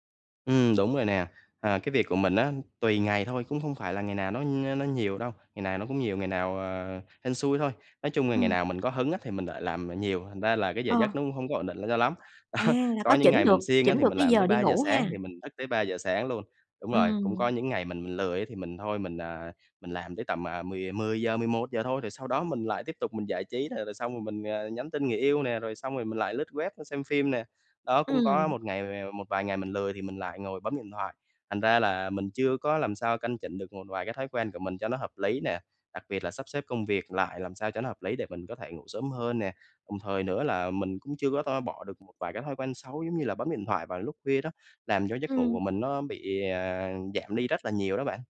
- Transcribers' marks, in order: laughing while speaking: "Đó"; tapping
- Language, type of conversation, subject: Vietnamese, advice, Làm thế nào để thiết lập giờ ngủ ổn định mỗi ngày?